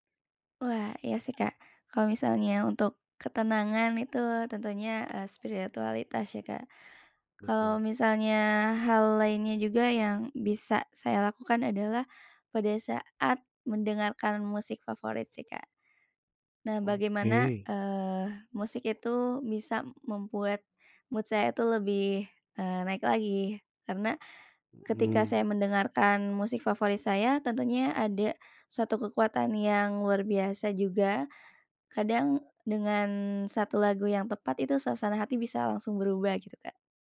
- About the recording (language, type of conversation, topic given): Indonesian, unstructured, Apa hal sederhana yang bisa membuat harimu lebih cerah?
- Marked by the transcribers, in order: in English: "mood"; other background noise